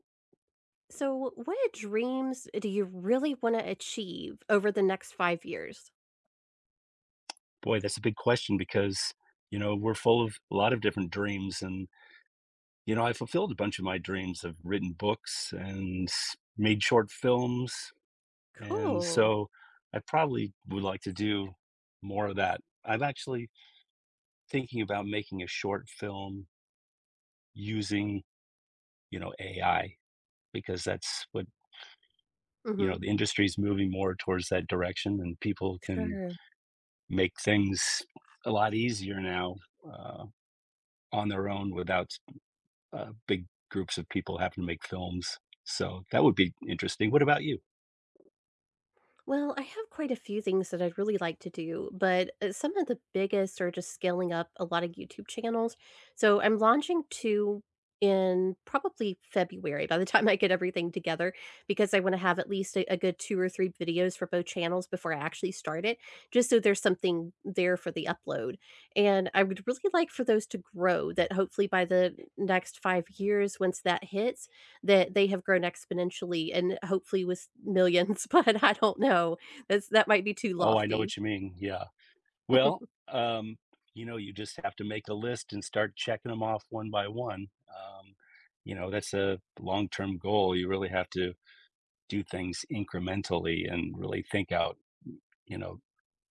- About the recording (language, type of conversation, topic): English, unstructured, What dreams do you want to fulfill in the next five years?
- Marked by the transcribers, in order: tapping; other background noise; laughing while speaking: "But I don't know"; chuckle